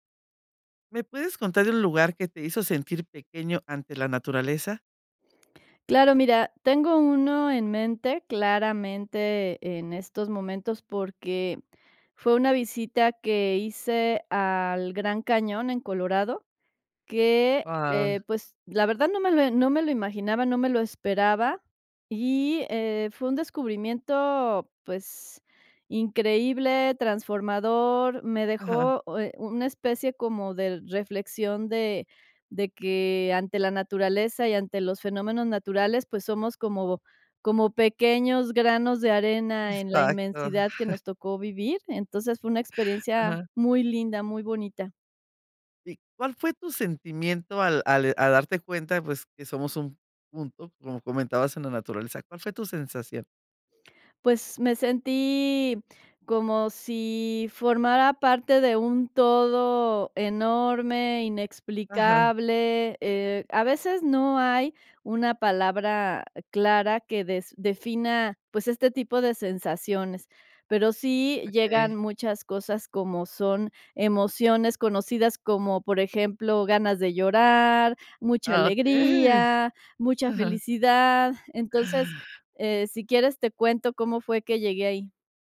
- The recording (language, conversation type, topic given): Spanish, podcast, ¿Me hablas de un lugar que te hizo sentir pequeño ante la naturaleza?
- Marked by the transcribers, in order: chuckle; chuckle; inhale